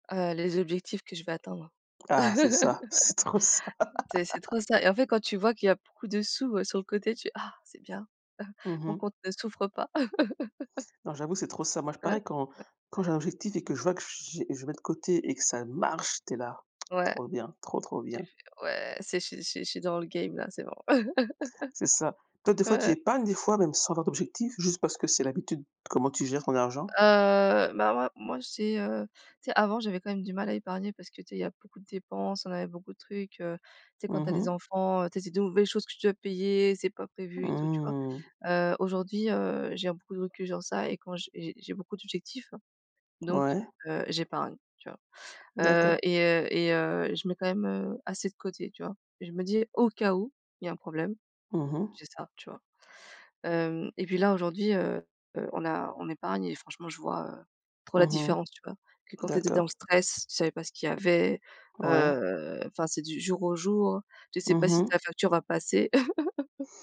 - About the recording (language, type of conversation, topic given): French, unstructured, Qu’est-ce qui te rend heureux dans ta façon d’épargner ?
- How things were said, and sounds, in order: chuckle; chuckle; other background noise; chuckle; chuckle; chuckle